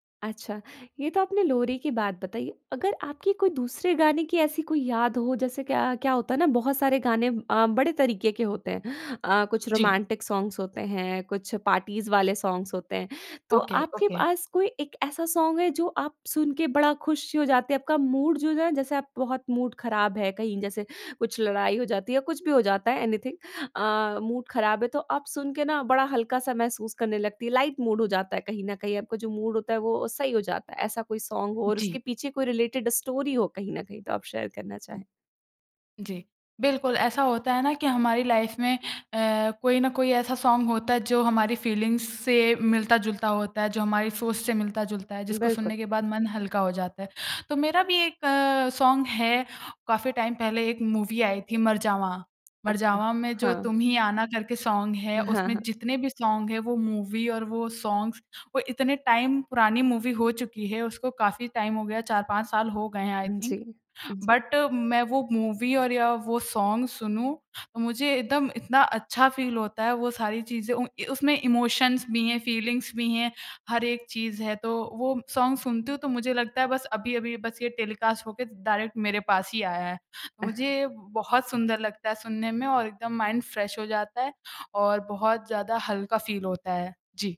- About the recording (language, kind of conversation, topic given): Hindi, podcast, तुम्हारे लिए कौन सा गाना बचपन की याद दिलाता है?
- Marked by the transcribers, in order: tapping; in English: "रोमांटिक सॉन्ग्स"; in English: "पार्टीज़"; in English: "सॉन्ग्स"; in English: "ओके ओके"; in English: "सॉन्ग"; in English: "मूड"; in English: "मूड"; in English: "एनीथिंग"; in English: "मूड"; in English: "लाइट मूड"; in English: "मूड"; in English: "सॉन्ग"; in English: "रिलेटेड स्टोरी"; in English: "शेयर"; in English: "लाइफ़"; in English: "सॉन्ग"; in English: "फ़ीलिंग्स"; in English: "सॉन्ग"; in English: "टाइम"; in English: "मूवी"; in English: "सॉन्ग"; in English: "सॉन्ग"; in English: "मूवी"; in English: "सॉन्ग्स"; in English: "टाइम"; in English: "मूवी"; in English: "टाइम"; in English: "आई थिंक। बट"; in English: "मूवी"; in English: "सॉन्ग"; in English: "फ़ील"; in English: "इमोशंस"; in English: "फ़ीलिंग्स"; in English: "सॉन्ग"; in English: "टेलीकास्ट"; in English: "डायरेक्ट"; in English: "माइंड फ्रेश"; in English: "फ़ील"